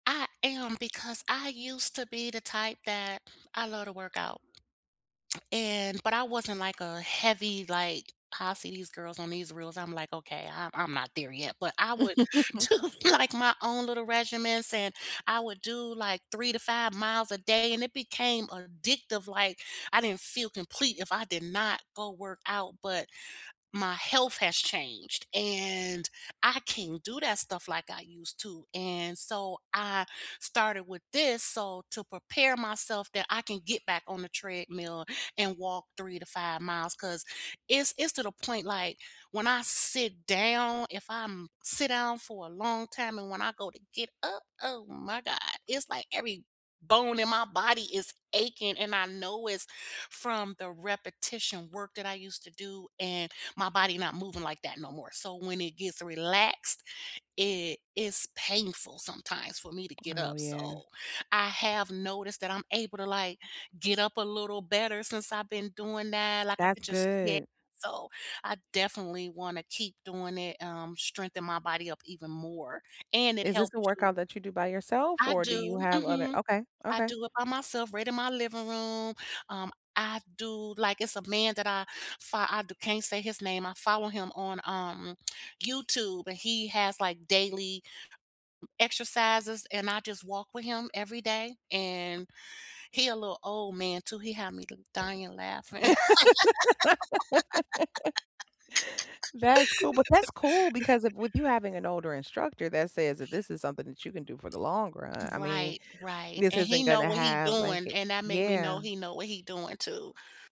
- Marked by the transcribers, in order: tapping; other background noise; chuckle; laughing while speaking: "do, like"; laugh; laugh
- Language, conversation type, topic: English, unstructured, What's a tiny thing you're proud of this week?
- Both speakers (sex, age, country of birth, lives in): female, 40-44, United States, United States; female, 60-64, United States, United States